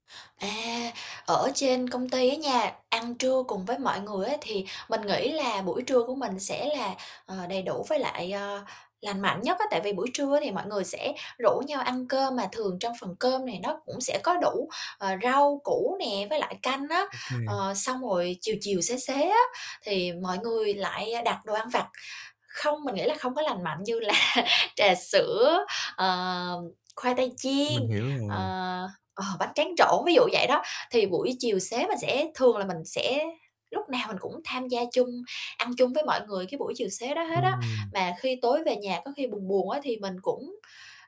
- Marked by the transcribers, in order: tapping; static; other background noise; laughing while speaking: "là"
- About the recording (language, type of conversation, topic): Vietnamese, advice, Làm sao để phân biệt đói thật với thói quen ăn?